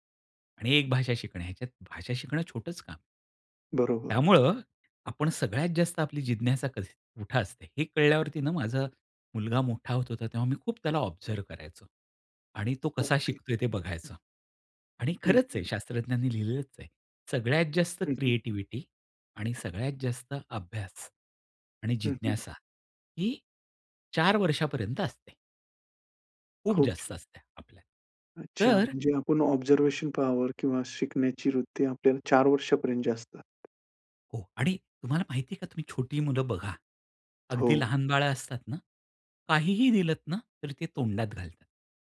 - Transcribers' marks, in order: in English: "ऑब्झर्व्ह"; tapping; in English: "ऑब्झर्वेशन पावर"
- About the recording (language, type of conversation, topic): Marathi, podcast, तुमची जिज्ञासा कायम जागृत कशी ठेवता?